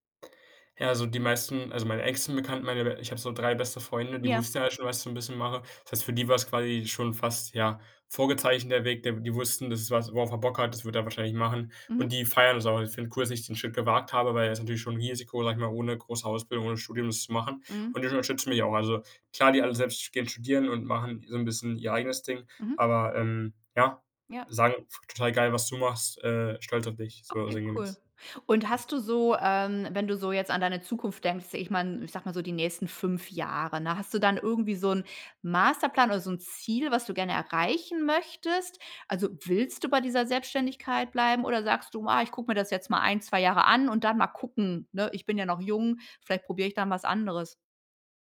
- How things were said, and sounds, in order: none
- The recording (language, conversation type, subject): German, podcast, Wie entscheidest du, welche Chancen du wirklich nutzt?
- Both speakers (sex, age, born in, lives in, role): female, 45-49, Germany, Germany, host; male, 18-19, Germany, Germany, guest